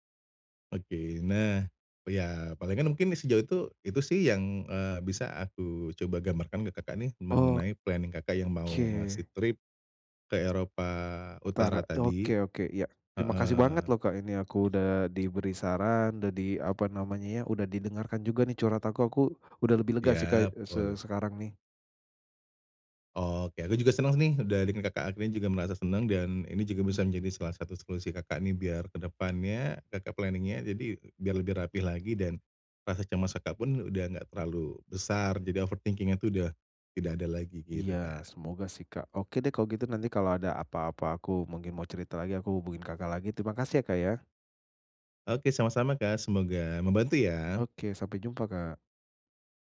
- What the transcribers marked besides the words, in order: in English: "planning"; in English: "planning-nya"; in English: "overthinking-nya"
- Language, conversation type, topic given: Indonesian, advice, Bagaimana cara mengurangi kecemasan saat bepergian sendirian?